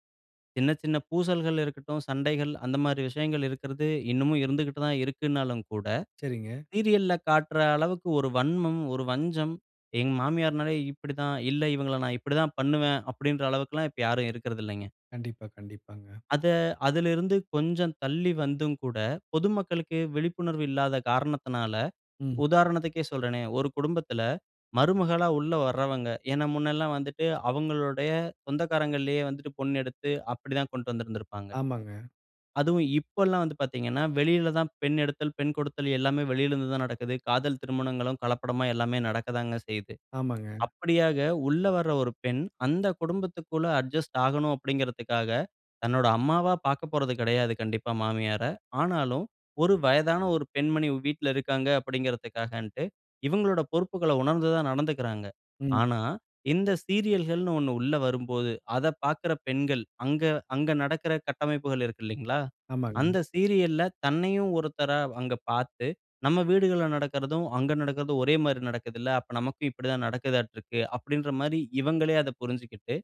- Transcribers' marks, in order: other noise; "கொண்டுட்டு" said as "கொண்ட்டு"; other background noise; in English: "அட்ஜஸ்ட்"
- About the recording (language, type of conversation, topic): Tamil, podcast, சீரியல் கதைகளில் பெண்கள் எப்படி பிரதிபலிக்கப்படுகிறார்கள் என்று உங்கள் பார்வை என்ன?